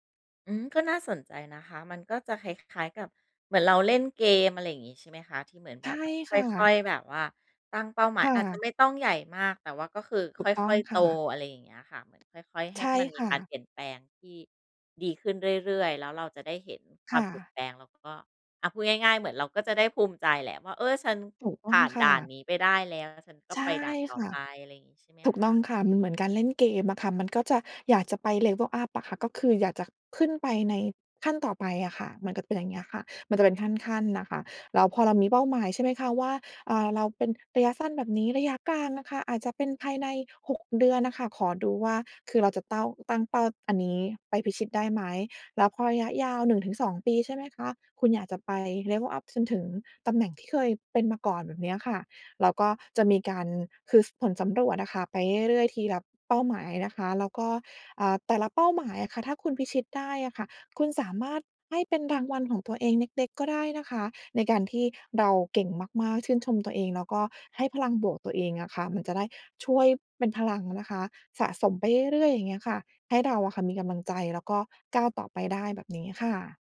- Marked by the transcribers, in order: in English: "level up"; in English: "level up"
- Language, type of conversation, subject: Thai, advice, หลังจากล้มเหลวแล้วฉันเริ่มสงสัยในความสามารถของตัวเอง ควรทำอย่างไร?